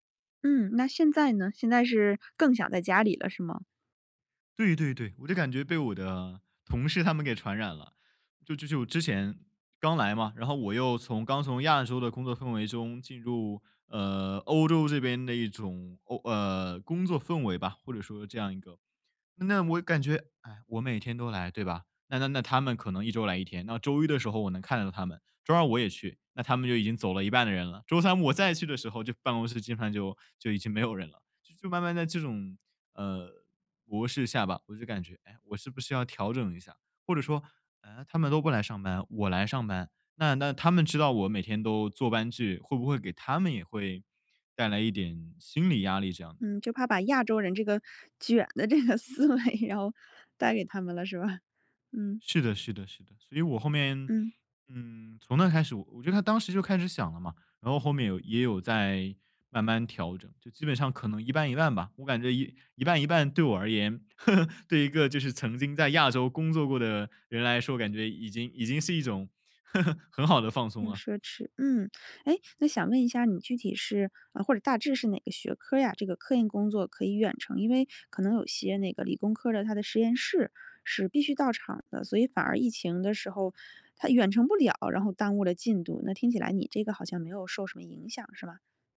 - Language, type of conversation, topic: Chinese, podcast, 远程工作会如何影响公司文化？
- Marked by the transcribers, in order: laughing while speaking: "这个思维"; laughing while speaking: "是吧？"; laugh; laugh